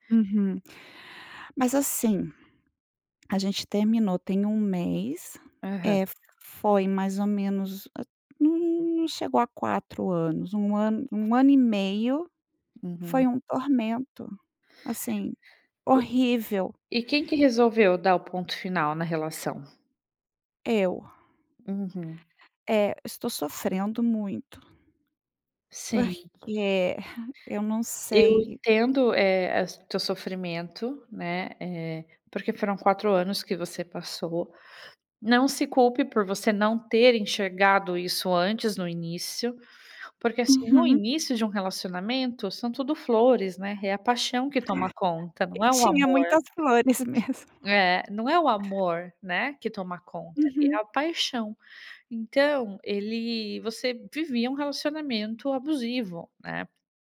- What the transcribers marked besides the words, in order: sad: "É, eu estou sofrendo muito"; scoff; chuckle; tapping
- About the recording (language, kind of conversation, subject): Portuguese, advice, Como você está lidando com o fim de um relacionamento de longo prazo?